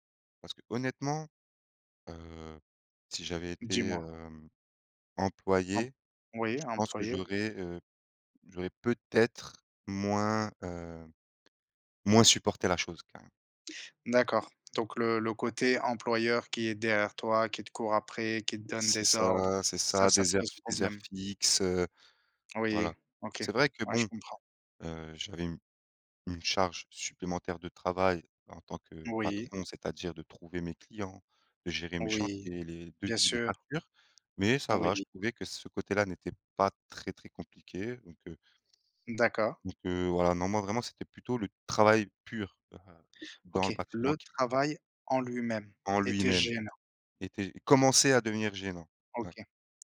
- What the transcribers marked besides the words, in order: stressed: "travail"; stressed: "commençait"
- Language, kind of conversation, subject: French, unstructured, Qu’est-ce qui te rend triste dans ta vie professionnelle ?